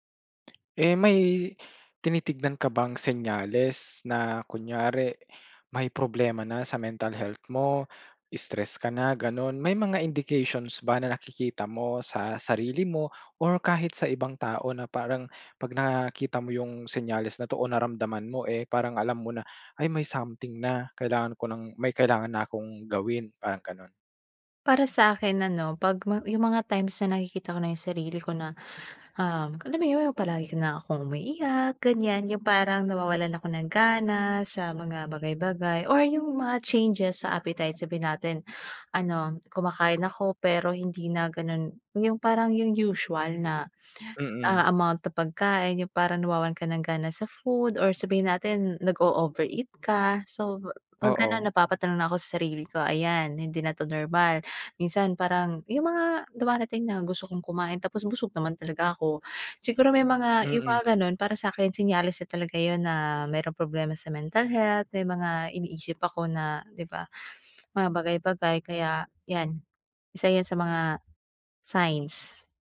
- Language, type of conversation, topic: Filipino, podcast, Paano mo pinapangalagaan ang iyong kalusugang pangkaisipan kapag nasa bahay ka lang?
- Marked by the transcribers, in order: in English: "indications"; tapping